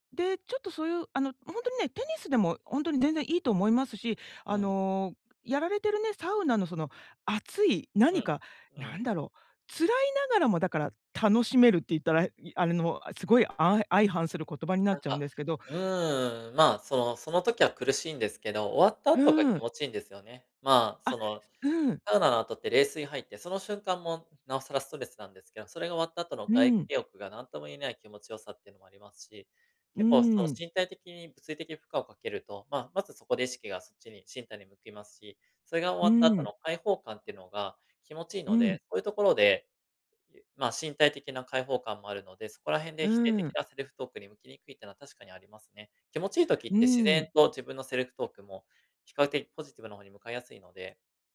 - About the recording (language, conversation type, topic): Japanese, advice, 否定的なセルフトークをどのように言い換えればよいですか？
- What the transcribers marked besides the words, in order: other background noise; in English: "セルフトーク"; in English: "セルフトーク"